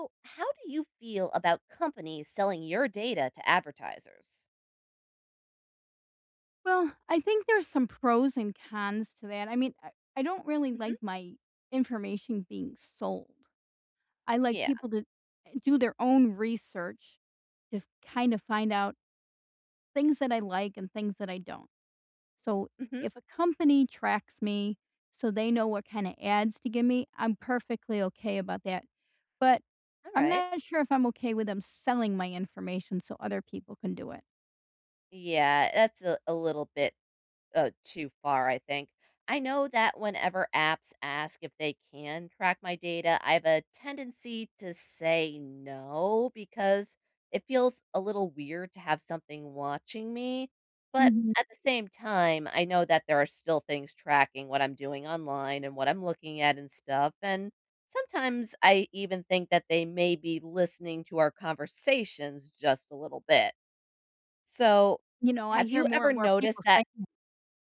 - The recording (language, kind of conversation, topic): English, unstructured, Should I be worried about companies selling my data to advertisers?
- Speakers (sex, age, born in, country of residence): female, 40-44, United States, United States; female, 60-64, United States, United States
- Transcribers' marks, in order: none